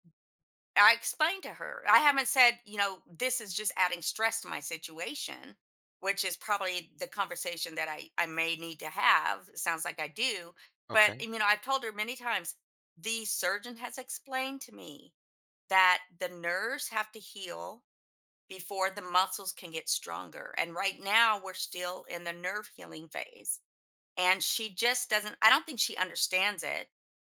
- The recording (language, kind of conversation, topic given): English, advice, How can I stop managing my family's and coworkers' expectations?
- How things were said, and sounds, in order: other background noise